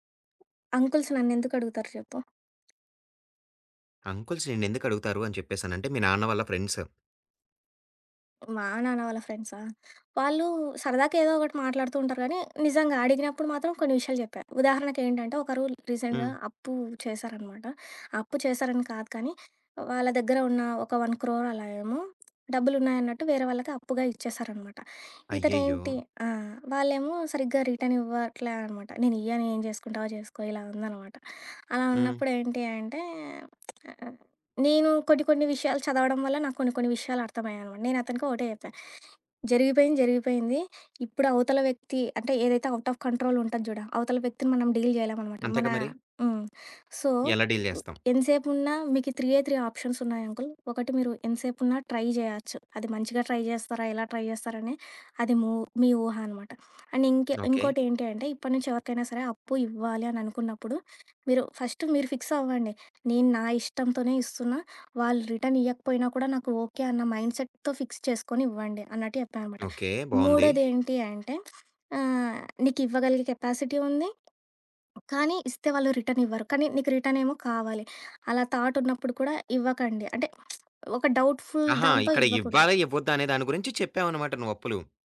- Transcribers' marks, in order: other background noise; in English: "అంకుల్స్"; tapping; in English: "అంకుల్స్"; in English: "ఫ్రెండ్స్"; in English: "రీసెంట్‍గా"; in English: "వన్ క్రోర్"; in English: "రిటర్న్"; in English: "అవుట్ ఆఫ్ కంట్రోల్"; in English: "డీల్"; in English: "సో"; in English: "డీల్"; in English: "ట్రై"; in English: "ట్రై"; in English: "ట్రై"; in English: "అండ్"; in English: "ఫస్ట్"; in English: "ఫిక్స్"; in English: "రిటర్న్"; in English: "మైండ్‍సెట్‍తో ఫిక్స్"; in English: "కెపాసిటీ"; in English: "రిటర్న్"; in English: "రిటర్న్"; in English: "థాట్"; lip smack; in English: "డౌట్‌ఫుల్"
- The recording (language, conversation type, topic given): Telugu, podcast, సొంతంగా కొత్త విషయం నేర్చుకున్న అనుభవం గురించి చెప్పగలవా?